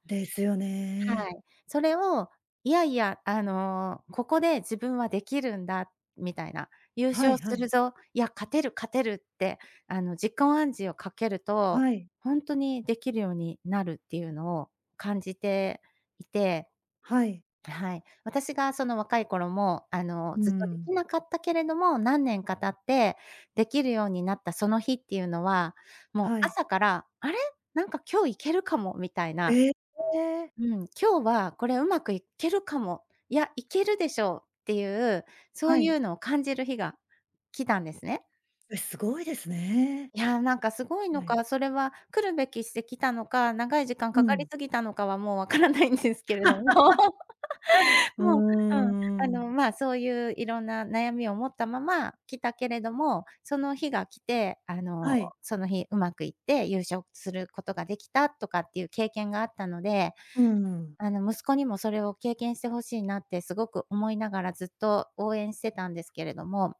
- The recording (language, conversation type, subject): Japanese, podcast, プレッシャーが強い時の対処法は何ですか？
- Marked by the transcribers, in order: laugh; laughing while speaking: "分からないんですけれども"